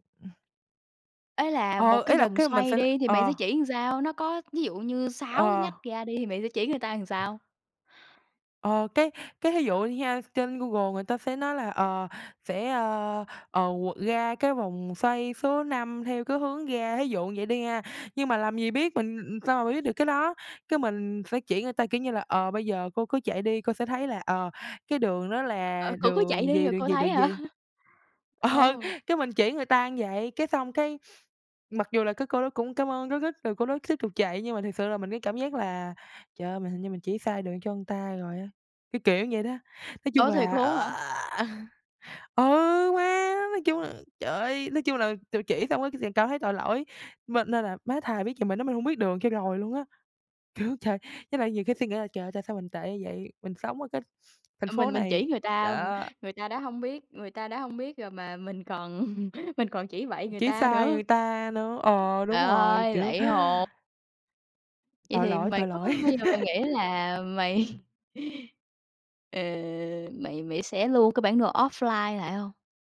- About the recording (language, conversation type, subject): Vietnamese, podcast, Bạn từng bị lạc đường ở đâu, và bạn có thể kể lại chuyện đó không?
- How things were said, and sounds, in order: tapping; "làm" said as "ừn"; "làm" said as "ừn"; other background noise; laughing while speaking: "hả?"; laughing while speaking: "Ờ"; "như" said as "ưn"; "người" said as "ừn"; groan; laughing while speaking: "Kiểu"; chuckle; grunt; background speech; laugh; laughing while speaking: "mày"